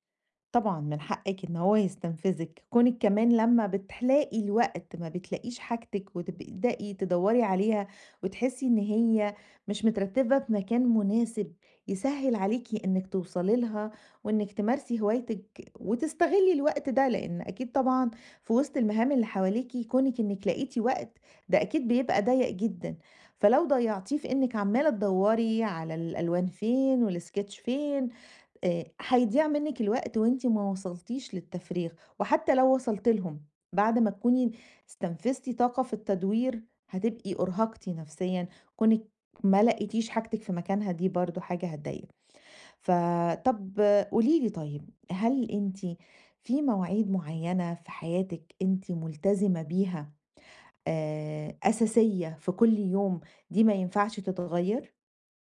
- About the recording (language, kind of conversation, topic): Arabic, advice, إزاي ألاقي وقت للهوايات والترفيه وسط الشغل والدراسة والالتزامات التانية؟
- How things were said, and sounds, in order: "بتلاقي" said as "بتحلاقي"; in English: "والsketch"